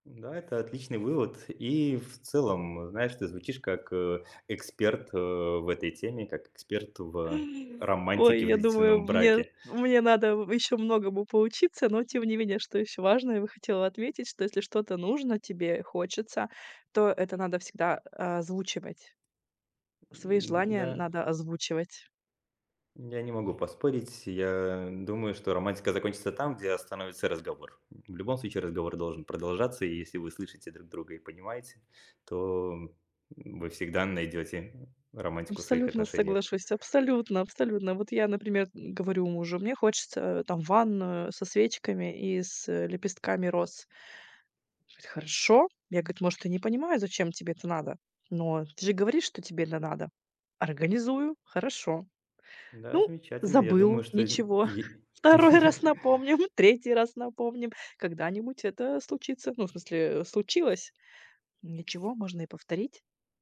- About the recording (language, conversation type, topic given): Russian, podcast, Как сохранить романтику в длительном браке?
- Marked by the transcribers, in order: tapping; other background noise; laughing while speaking: "второй раз напомним"; laugh